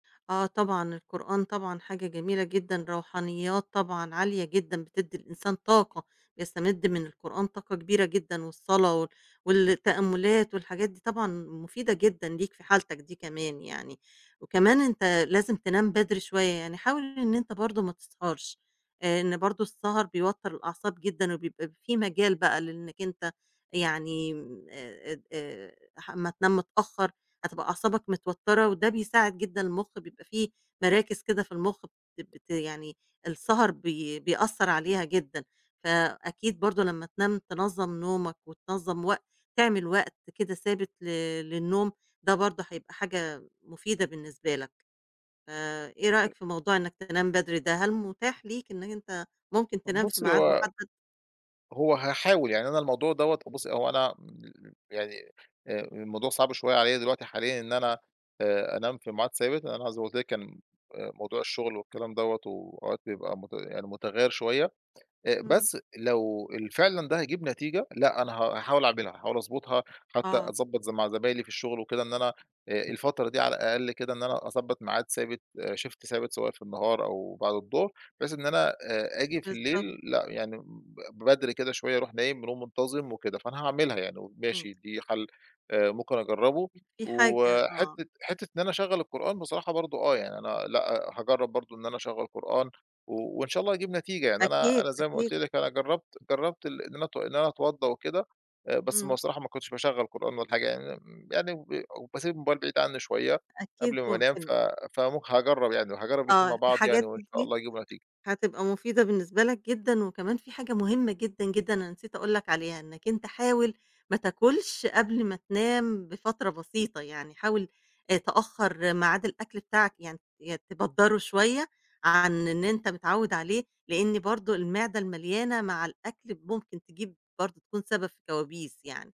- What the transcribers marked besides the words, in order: tapping; in English: "Shift"; other noise
- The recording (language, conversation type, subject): Arabic, advice, إزاي أوصفلك الكوابيس اللي بتيجيلي كتير وبتقلقني بالليل؟